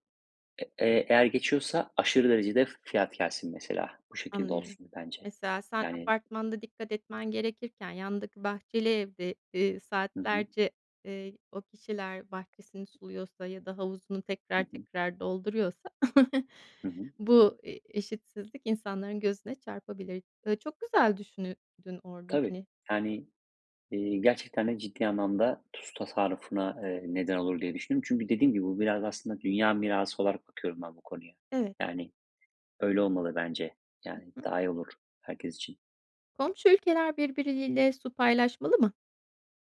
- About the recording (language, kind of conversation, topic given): Turkish, podcast, Su tasarrufu için pratik önerilerin var mı?
- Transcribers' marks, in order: other background noise; chuckle; "düşündün" said as "düşünüdün"